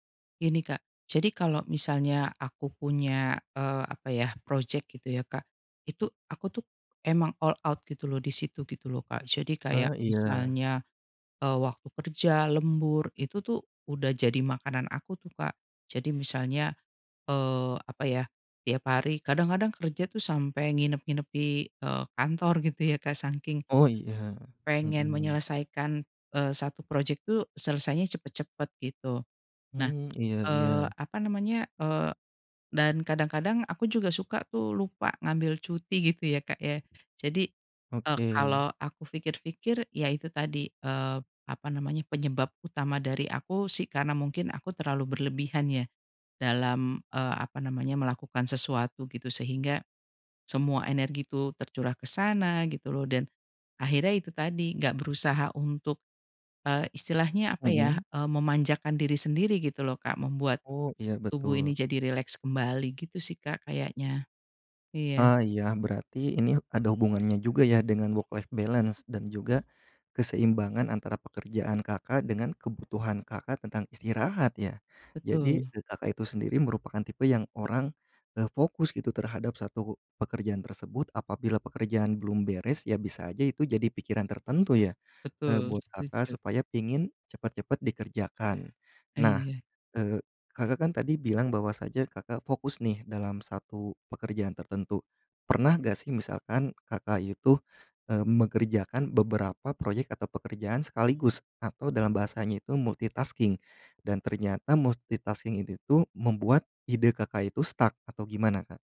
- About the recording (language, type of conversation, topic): Indonesian, podcast, Pernahkah kamu merasa kehilangan identitas kreatif, dan apa penyebabnya?
- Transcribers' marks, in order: in English: "all out"; other background noise; tongue click; in English: "work life balance"; in English: "multitasking"; in English: "multitasking"; in English: "stuck"